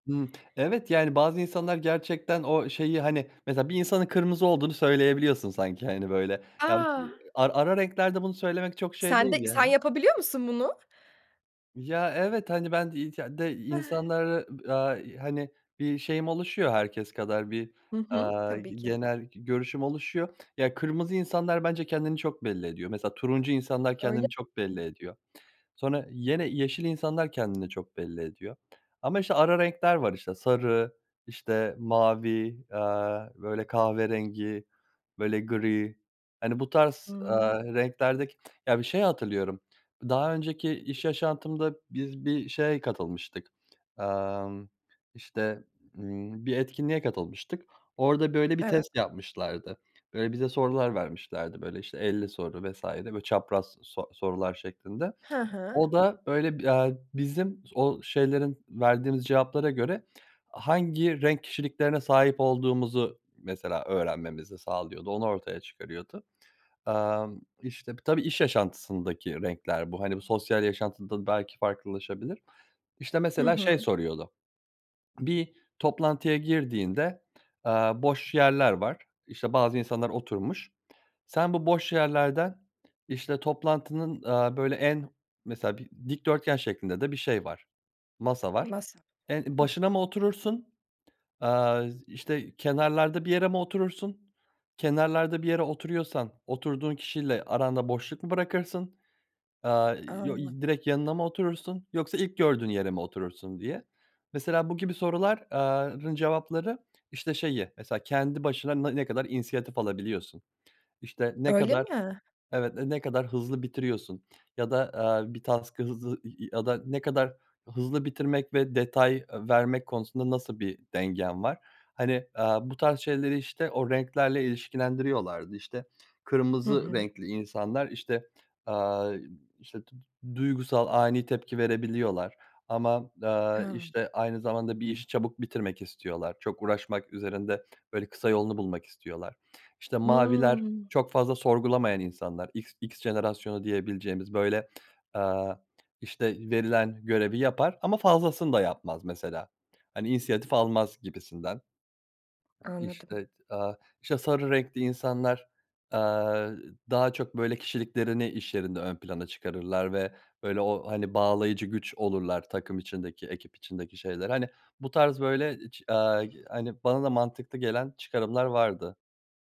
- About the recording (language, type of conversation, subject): Turkish, podcast, Hangi renkler sana enerji verir, hangileri sakinleştirir?
- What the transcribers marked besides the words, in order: other background noise; unintelligible speech; chuckle; other noise; "yine" said as "yene"; tapping; swallow; in English: "task'ı"; in English: "X X"; lip smack; swallow